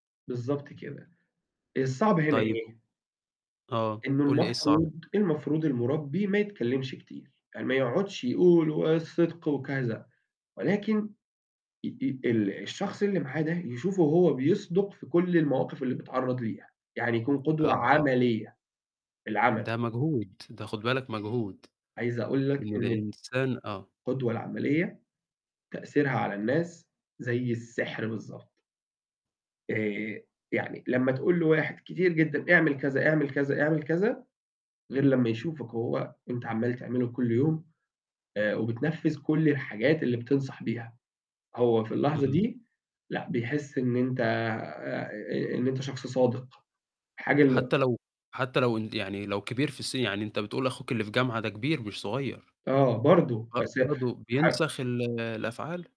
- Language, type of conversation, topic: Arabic, podcast, إزاي تورّث قيمك لولادك من غير ما تفرضها عليهم؟
- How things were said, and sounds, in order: distorted speech; mechanical hum; other background noise; horn